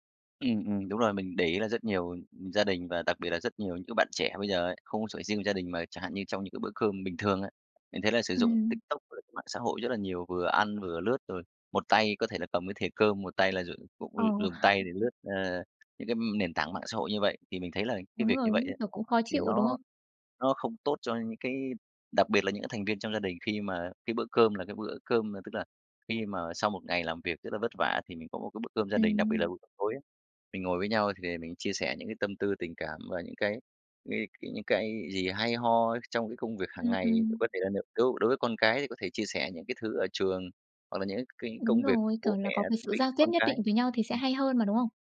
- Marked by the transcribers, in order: tapping; chuckle
- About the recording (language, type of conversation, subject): Vietnamese, podcast, Công nghệ đã thay đổi các mối quan hệ trong gia đình bạn như thế nào?